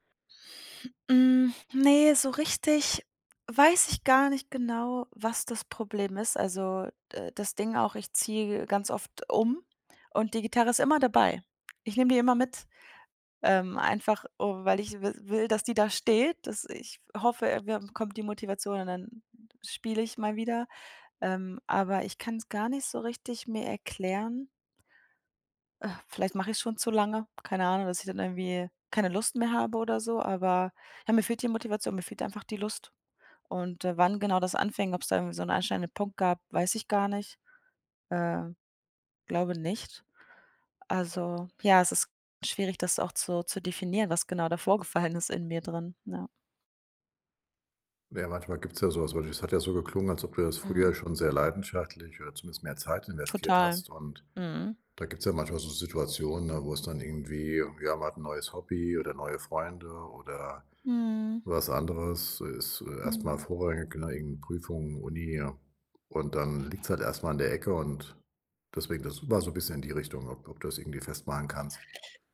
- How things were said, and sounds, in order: laughing while speaking: "vorgefallen ist"
- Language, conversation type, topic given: German, advice, Wie kann ich motivierter bleiben und Dinge länger durchziehen?